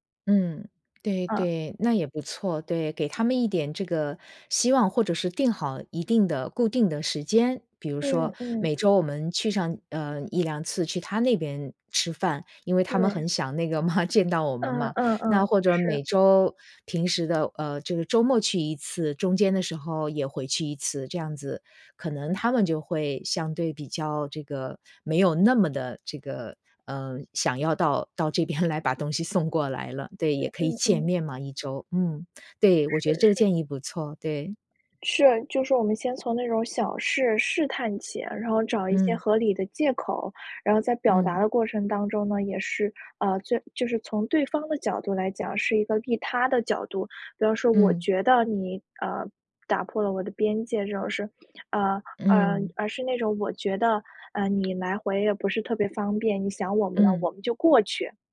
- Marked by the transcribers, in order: laughing while speaking: "那个嘛 见到我们嘛"; laughing while speaking: "到 到这边来把东西送过来了"
- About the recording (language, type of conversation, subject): Chinese, advice, 我该怎么和家人谈清界限又不伤感情？